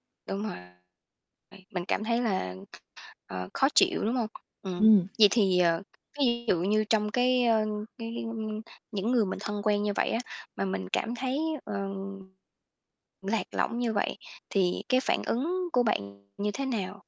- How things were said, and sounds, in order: distorted speech; tapping; other background noise
- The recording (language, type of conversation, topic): Vietnamese, podcast, Bạn thường làm gì khi cảm thấy cô đơn giữa đám đông?